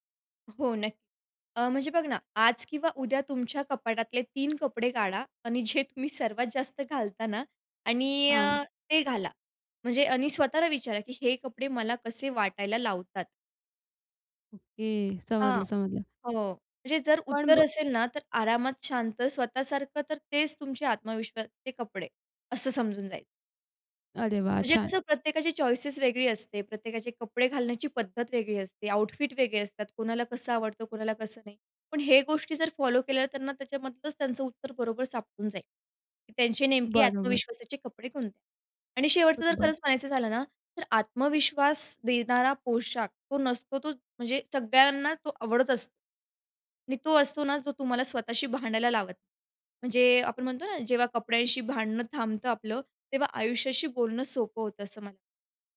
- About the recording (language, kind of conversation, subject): Marathi, podcast, कुठले पोशाख तुम्हाला आत्मविश्वास देतात?
- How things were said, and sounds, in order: other background noise; in English: "चॉइसेस"; in English: "आउटफिट"